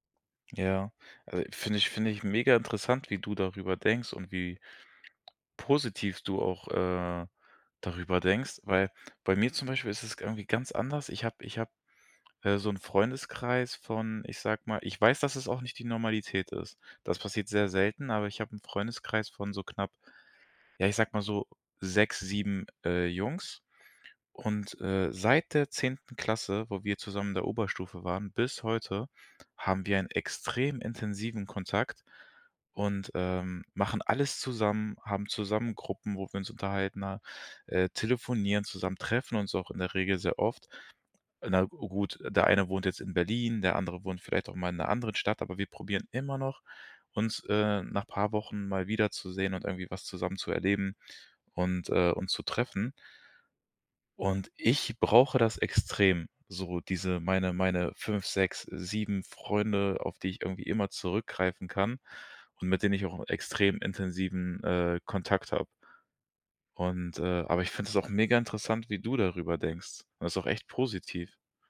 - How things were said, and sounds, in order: other background noise
- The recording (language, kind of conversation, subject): German, podcast, Wie baust du langfristige Freundschaften auf, statt nur Bekanntschaften?